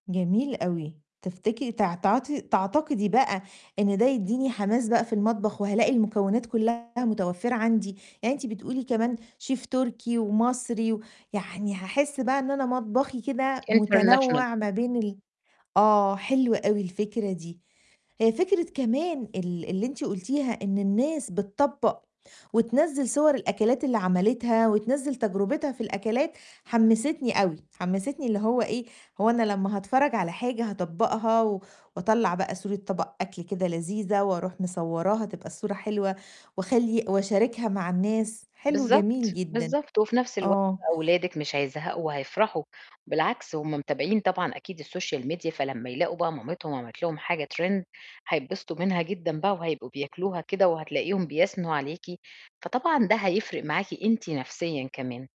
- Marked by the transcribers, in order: distorted speech; in English: "international"; in English: "الsocial media"; in English: "trend"
- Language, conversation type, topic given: Arabic, advice, إيه اللي مخليك حاسس إن أفكارك خلصت ومش قادر تتجدد؟